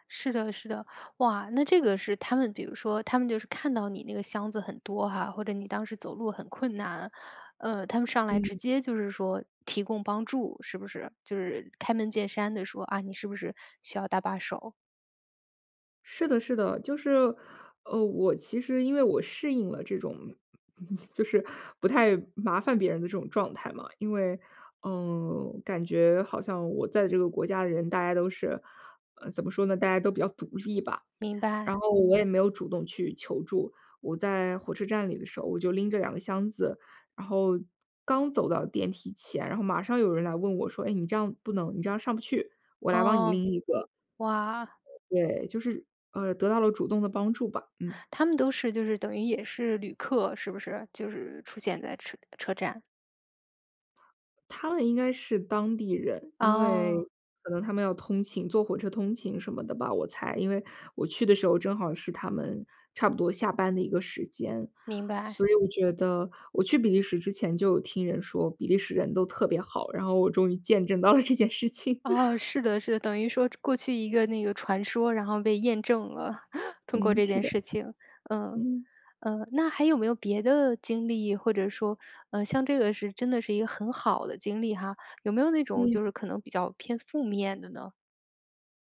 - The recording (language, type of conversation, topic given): Chinese, podcast, 在旅行中，你有没有遇到过陌生人伸出援手的经历？
- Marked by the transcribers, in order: chuckle; laughing while speaking: "这件事情"; laugh